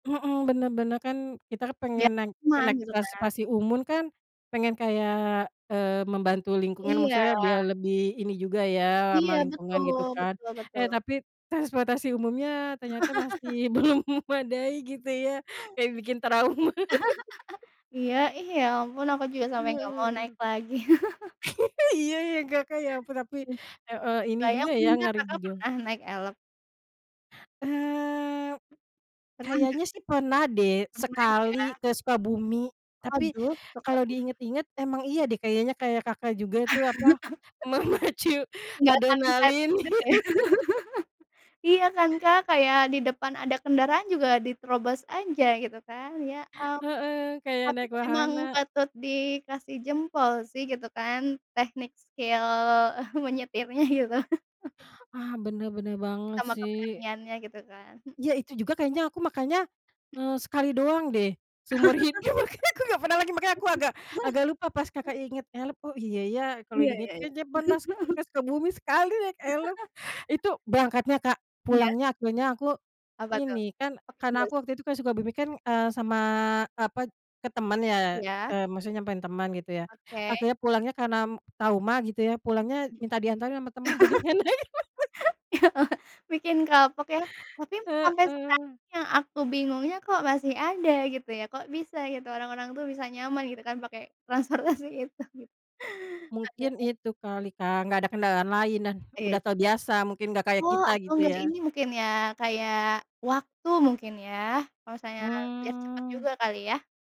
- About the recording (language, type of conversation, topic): Indonesian, unstructured, Apa hal yang paling membuat kamu kesal saat menggunakan transportasi umum?
- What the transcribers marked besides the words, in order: "umum" said as "umun"; laugh; laughing while speaking: "belum"; laugh; laughing while speaking: "trauma"; laugh; other background noise; chuckle; laugh; laughing while speaking: "Iya ya, Kakak ya, perapi"; laughing while speaking: "memacu"; laugh; in English: "skill"; chuckle; laughing while speaking: "gitu"; laugh; laugh; laughing while speaking: "hidup"; laugh; laugh; laughing while speaking: "naik"; laugh; laughing while speaking: "transportasi itu gitu"